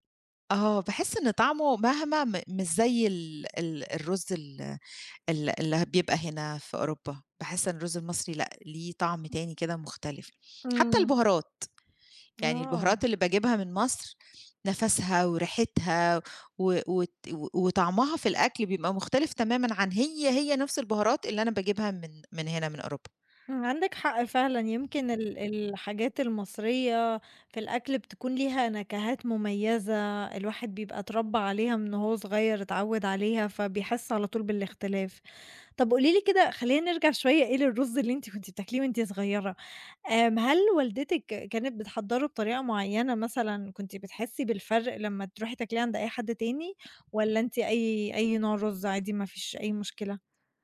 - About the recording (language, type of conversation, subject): Arabic, podcast, إيه أكتر أكلة من أكل البيت اتربّيت عليها ومابتزهقش منها؟
- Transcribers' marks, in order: none